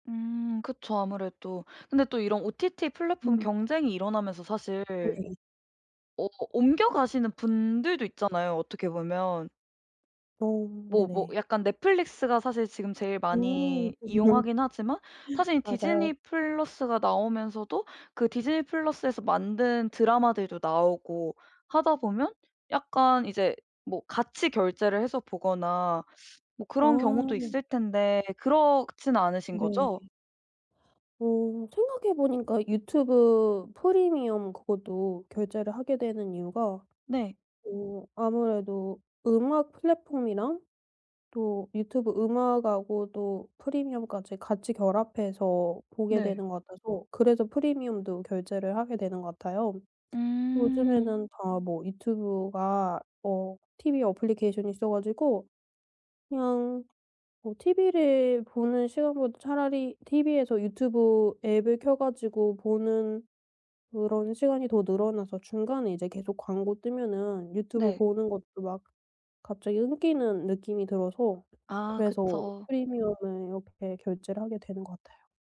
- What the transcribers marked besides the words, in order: tapping; other background noise; unintelligible speech
- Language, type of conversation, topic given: Korean, podcast, OTT 플랫폼 간 경쟁이 콘텐츠에 어떤 영향을 미쳤나요?